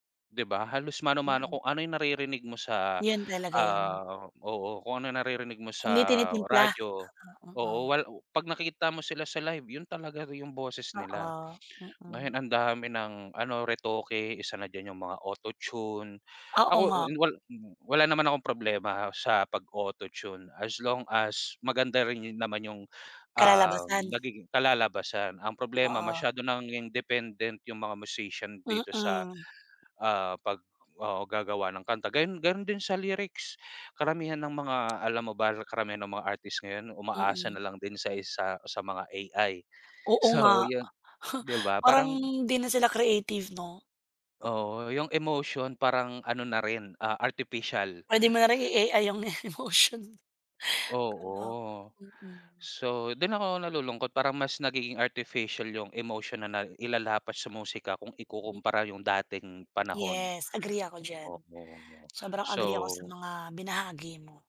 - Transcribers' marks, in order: other background noise; tapping; "ganun" said as "garun"; chuckle; laughing while speaking: "So"; laughing while speaking: "yung emotion mo"
- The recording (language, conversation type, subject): Filipino, unstructured, Bakit mahalaga ang musika sa ating pang-araw-araw na buhay?